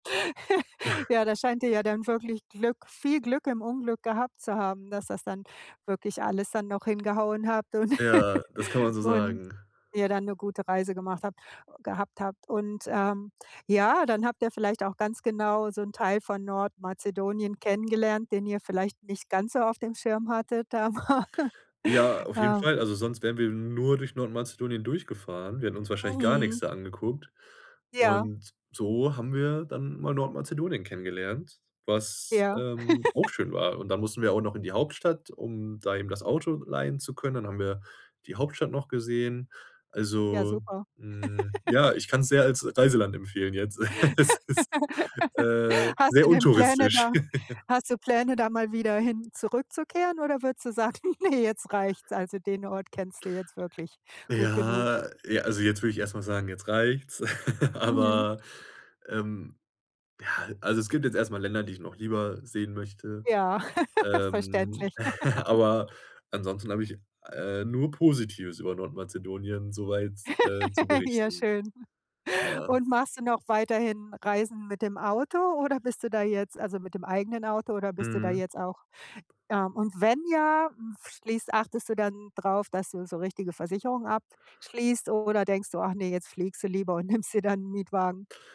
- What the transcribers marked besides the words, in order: giggle; snort; laughing while speaking: "und"; giggle; laughing while speaking: "da mal"; laugh; giggle; laugh; chuckle; laughing while speaking: "Es ist"; chuckle; laughing while speaking: "Ne"; other background noise; chuckle; laugh; chuckle; giggle; laughing while speaking: "nimmst"
- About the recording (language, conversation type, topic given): German, podcast, Wie hast du aus einer missglückten Reise am Ende doch noch etwas Gutes gemacht?